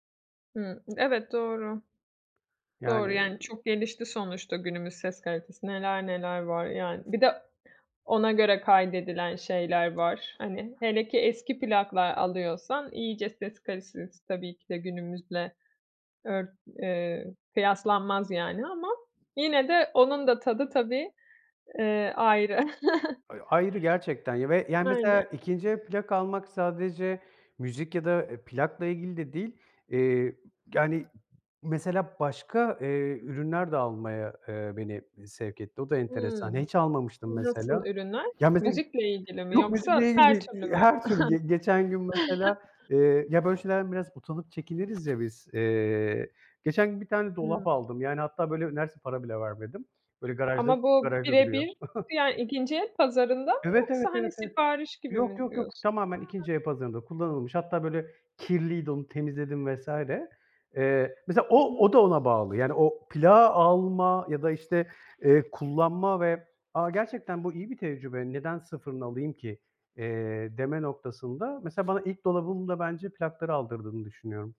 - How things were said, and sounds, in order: other background noise; "kalitesi" said as "kalisesi"; chuckle; unintelligible speech; tapping; chuckle; chuckle; stressed: "kirliydi"
- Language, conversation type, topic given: Turkish, podcast, Ailenin dinlediği şarkılar seni nasıl şekillendirdi?